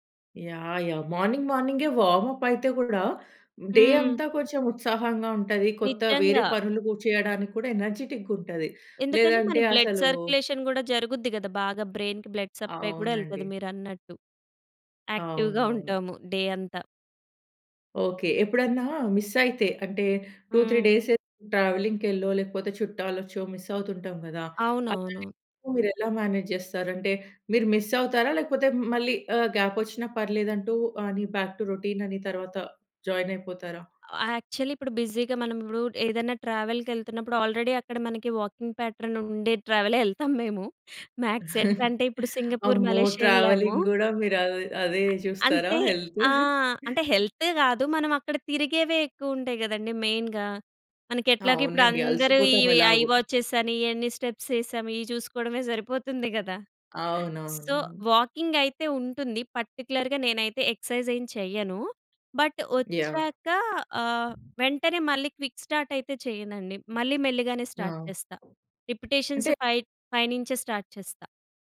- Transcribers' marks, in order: in English: "మార్నింగ్, మార్నింగే వార్మప్"; in English: "డే"; in English: "ఎనర్జిటిక్‌గా"; in English: "బ్లడ్ సర్క్యులేషన్"; in English: "బ్రెయిన్‌కి బ్లడ్ సప్లై"; in English: "యాక్టివ్‌గా"; in English: "డే"; in English: "మిస్"; in English: "టూ త్రీ డేస్"; in English: "మిస్"; unintelligible speech; in English: "మేనేజ్"; in English: "మిస్"; in English: "గ్యాప్"; in English: "బ్యాక్ టు రొటీన్"; in English: "జాయిన్"; in English: "యాక్చువలీ"; in English: "బిజీగా"; in English: "ఆల్రెడీ"; in English: "వాకింగ్ ప్యాటర్న్"; laughing while speaking: "ట్రావెలే ఎళ్తాము మేము. మ్యాక్స్ ఎట్లా అంటే, ఇప్పుడు సింగపూర్, మలేషియా ఎళ్ళాము"; in English: "ట్రావెలే"; in English: "మ్యాక్స్"; laughing while speaking: "అమ్మో! ట్రావెలింగ్ కూడా మీరు అదే అదే చూస్తారా? హెల్త్"; in English: "ట్రావెలింగ్"; other noise; in English: "మెయిన్‍గా"; in English: "ఐ వాచెస్"; in English: "స్టెప్స్"; in English: "సో, వాకింగ్"; in English: "పర్టిక్యులర్‌గా"; in English: "ఎక్సర్సైజ్"; in English: "బట్"; in English: "క్విక్ స్టార్ట్"; wind; in English: "స్టార్ట్"; in English: "రిపిటీషన్స్"; in English: "స్టార్ట్"
- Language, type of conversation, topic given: Telugu, podcast, బిజీ రోజువారీ కార్యాచరణలో హాబీకి సమయం ఎలా కేటాయిస్తారు?